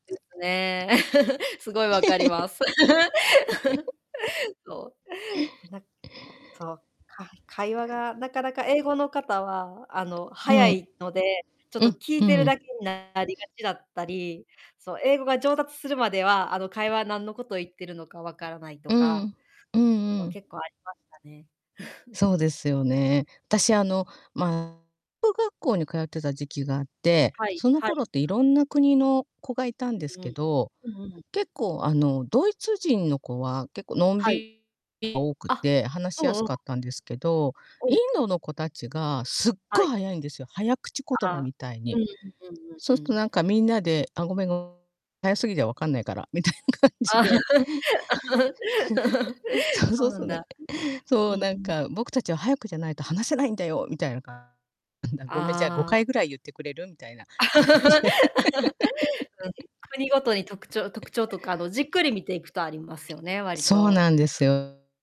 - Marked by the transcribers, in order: distorted speech; chuckle; laugh; other background noise; chuckle; laughing while speaking: "みたいな感じで"; laugh; chuckle; laugh; laugh; tapping
- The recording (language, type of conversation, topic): Japanese, unstructured, 友達と初めて会ったときの思い出はありますか？